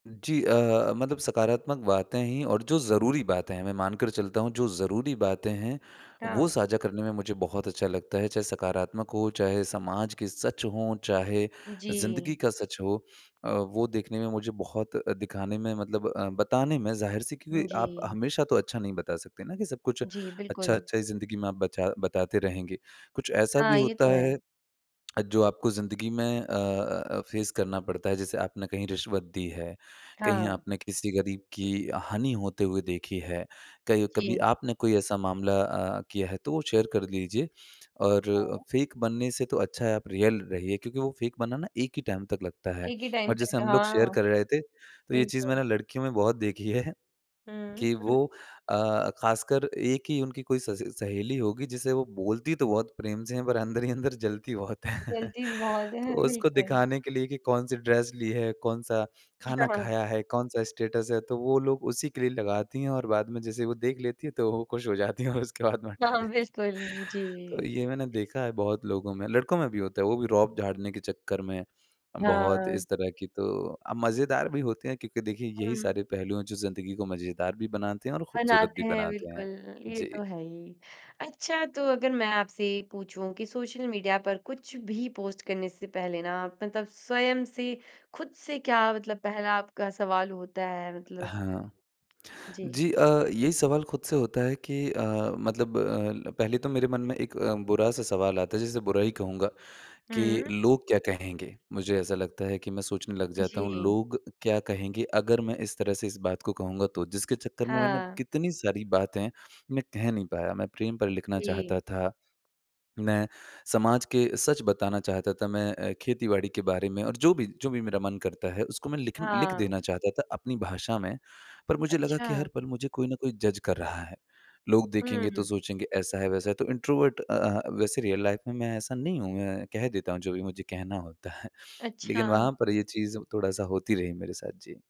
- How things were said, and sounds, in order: in English: "फेस"; in English: "शेयर"; in English: "फेक"; in English: "रियल"; in English: "फेक"; in English: "टाइम"; in English: "शेयर"; in English: "टाइम"; laughing while speaking: "है"; laughing while speaking: "अंदर ही अंदर जलती बहुत हैं"; chuckle; in English: "ड्रेस"; laughing while speaking: "बहुत है"; in English: "स्टेटस"; laughing while speaking: "हाँ"; laughing while speaking: "खुश हो जाती हैं और उसके बाद में हटा देती हैं"; laughing while speaking: "हाँ, बिल्कुल"; in English: "जज"; in English: "इंट्रोवर्ट"; in English: "रियल लाइफ़"; laughing while speaking: "है"
- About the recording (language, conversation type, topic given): Hindi, podcast, सोशल मीडिया पर आप अपनी निजी ज़िंदगी कितनी साझा करते हैं?